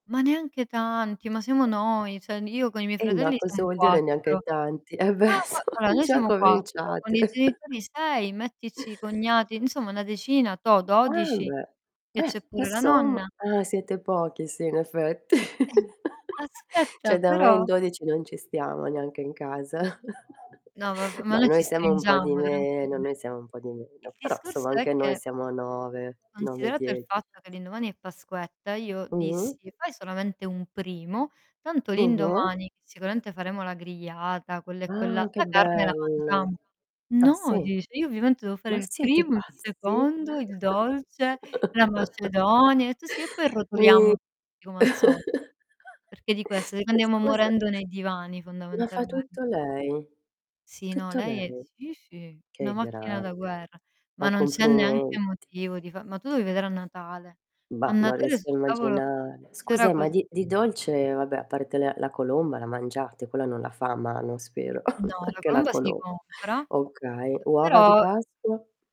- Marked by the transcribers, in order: other background noise; distorted speech; laughing while speaking: "Eh beh, sono già cominciate"; chuckle; giggle; "Cioè" said as "ceh"; chuckle; static; chuckle; chuckle
- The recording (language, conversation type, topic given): Italian, unstructured, In che modo le app di consegna a domicilio hanno trasformato le nostre abitudini alimentari?